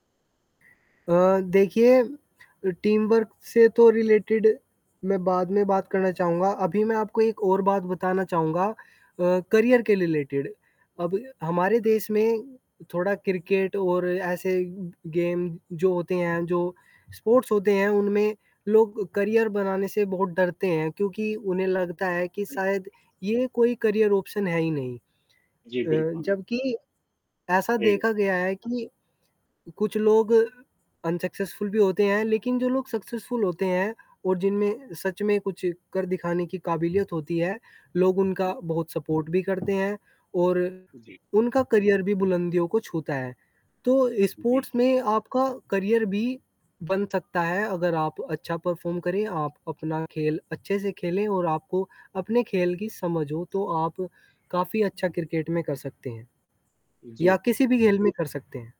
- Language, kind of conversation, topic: Hindi, unstructured, खेलों का हमारे जीवन में क्या महत्व है?
- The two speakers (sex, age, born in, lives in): male, 20-24, India, India; male, 25-29, India, India
- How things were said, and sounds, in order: static; in English: "टीमवर्क"; in English: "रिलेटेड"; in English: "करियर"; in English: "रिलेटेड"; in English: "स्पोर्ट्स"; in English: "करियर"; distorted speech; in English: "करियर ऑप्शन"; other background noise; in English: "अनसक्सेसफुल"; in English: "सक्सेसफुल"; in English: "सपोर्ट"; in English: "करियर"; in English: "स्पोर्ट्स"; in English: "करियर"; in English: "परफ़ॉर्म"